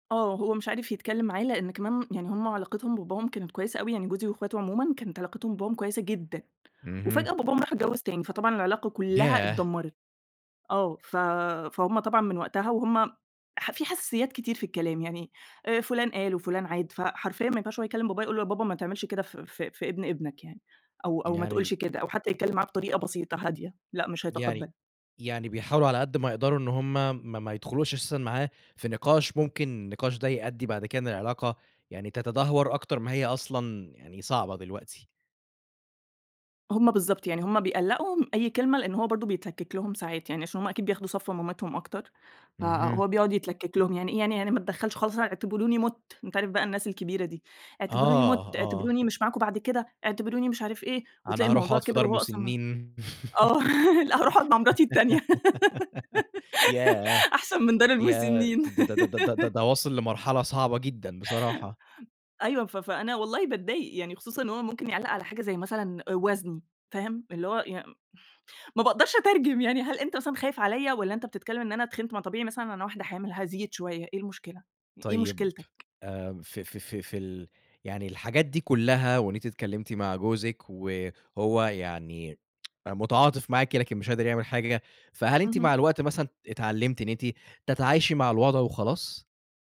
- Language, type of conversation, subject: Arabic, podcast, إزاي بتتعاملوا مع تدخل أهل الشريك في خصوصياتكم؟
- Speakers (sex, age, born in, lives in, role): female, 30-34, United States, Egypt, guest; male, 25-29, Egypt, Egypt, host
- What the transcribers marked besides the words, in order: other background noise; unintelligible speech; giggle; laugh; laughing while speaking: "لأ هاروح أقعد مع مراتي التانية أحسن من دار المسنين"; giggle; laugh; chuckle; laughing while speaking: "ما باقدرش أترجم"; other noise; tsk